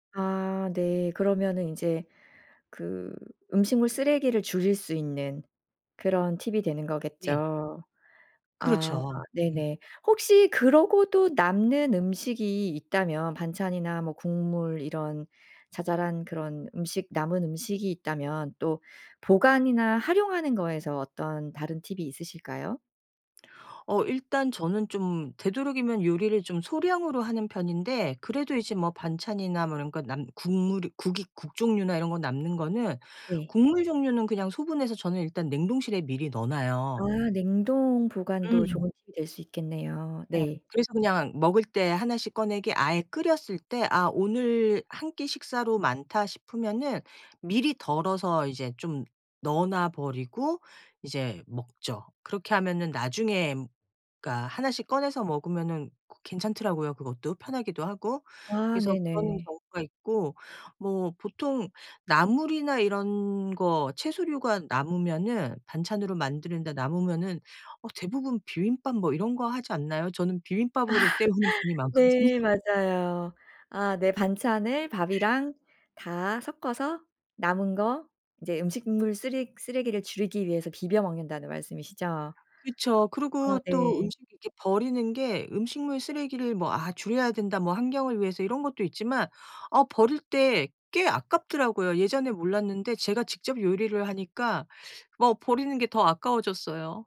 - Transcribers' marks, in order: other background noise; laughing while speaking: "떼우는 편이 많거든요"; laughing while speaking: "아"; tapping
- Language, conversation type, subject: Korean, podcast, 음식물 쓰레기를 줄이는 현실적인 방법이 있을까요?